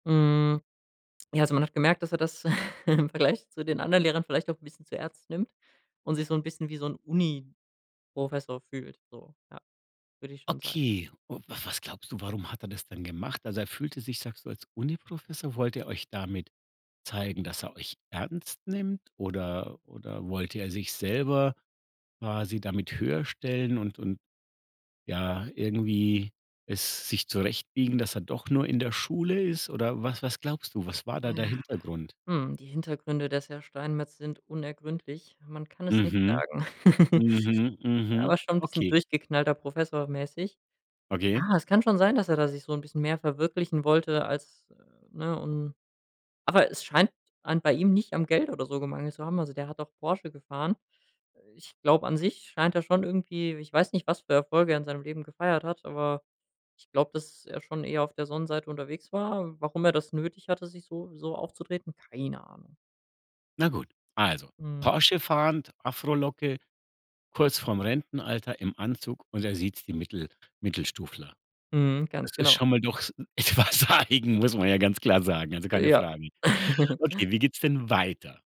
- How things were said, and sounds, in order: chuckle; giggle; laughing while speaking: "etwas eigen"; giggle
- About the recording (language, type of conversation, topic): German, podcast, Welche Lehrperson hat dich besonders geprägt, und warum?